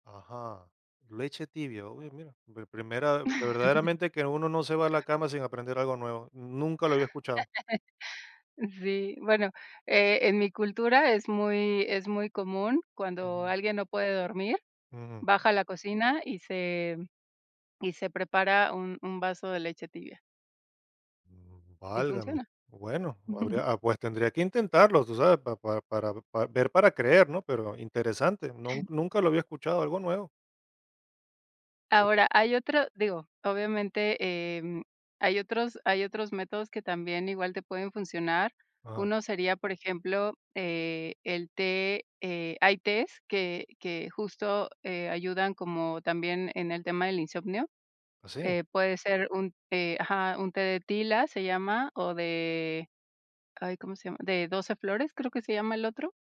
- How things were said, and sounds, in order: laugh; laugh; chuckle; other background noise
- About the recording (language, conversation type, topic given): Spanish, advice, ¿Cómo puedo manejar el insomnio persistente que afecta mi vida diaria?